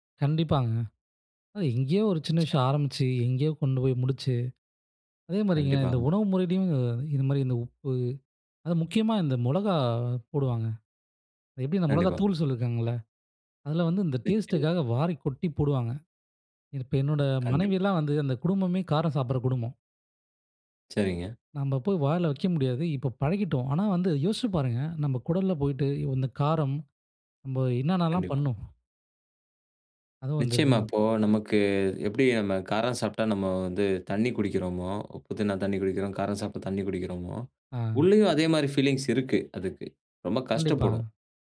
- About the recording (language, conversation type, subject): Tamil, podcast, உணவில் சிறிய மாற்றங்கள் எப்படி வாழ்க்கையை பாதிக்க முடியும்?
- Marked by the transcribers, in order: other noise; "மிளகாய்" said as "முளகாய்"; "மிளகாய்" said as "முளகாய்"; in English: "ஃபீலிங்ஸ்"